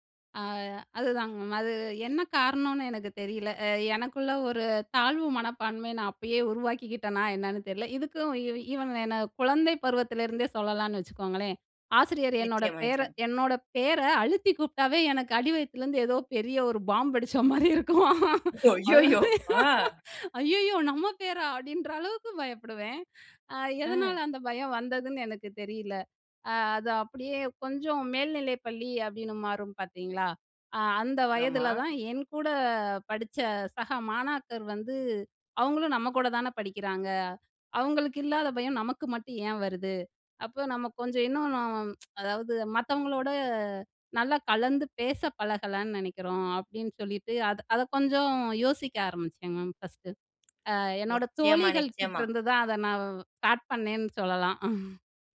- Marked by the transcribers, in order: other background noise; laughing while speaking: "பாம் வெடிச்ச மாரி இருக்கும்.ஐயய்யோ!நம்ம பேரா! அப்டின்ற அளவுக்கு பயப்படுவேன்"; other noise; tsk; chuckle
- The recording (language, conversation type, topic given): Tamil, podcast, ஒரு பயத்தை நீங்கள் எப்படி கடந்து வந்தீர்கள்?